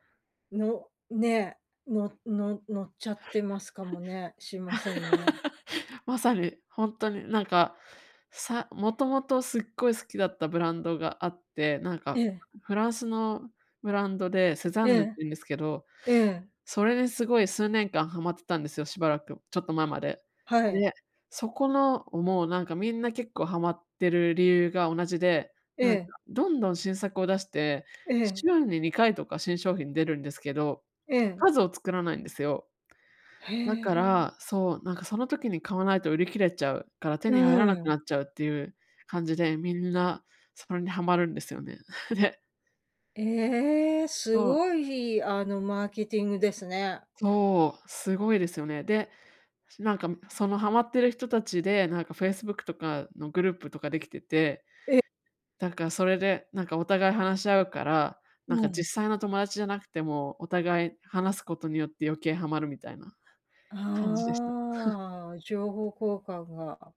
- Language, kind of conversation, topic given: Japanese, advice, 衝動買いを減らすための習慣はどう作ればよいですか？
- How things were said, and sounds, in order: laugh; other background noise; laughing while speaking: "で"; chuckle